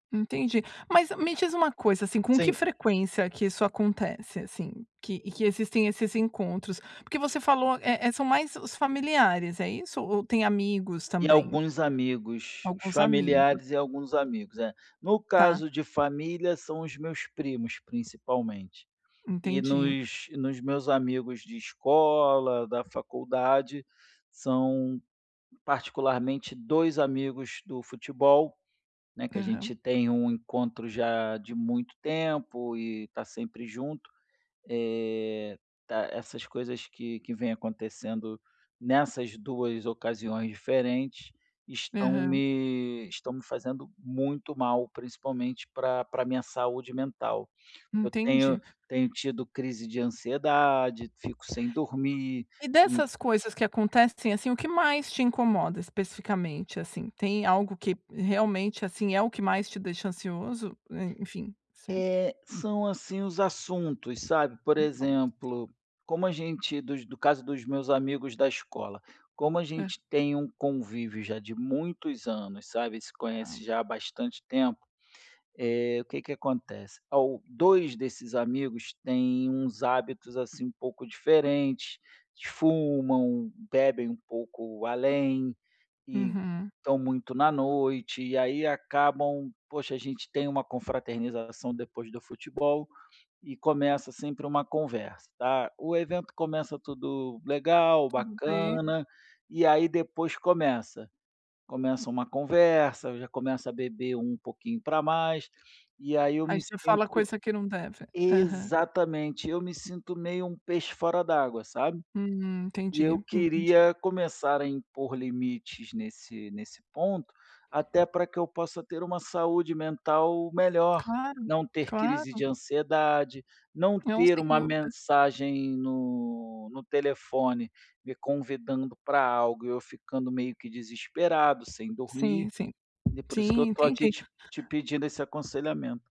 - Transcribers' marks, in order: tapping; other background noise; unintelligible speech
- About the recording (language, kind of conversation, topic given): Portuguese, advice, Como posso manter minha saúde mental e estabelecer limites durante festas e celebrações?